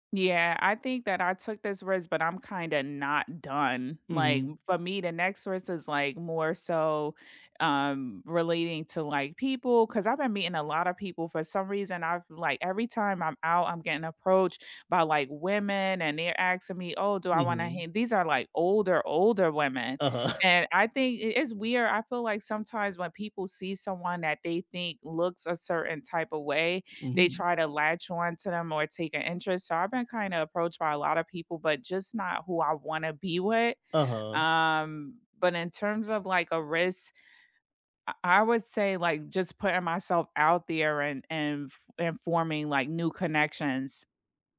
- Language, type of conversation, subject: English, unstructured, What is a small risk you took recently, and how did it turn out?
- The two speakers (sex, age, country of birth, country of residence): female, 35-39, United States, United States; male, 30-34, India, United States
- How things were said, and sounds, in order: laughing while speaking: "Uh-huh"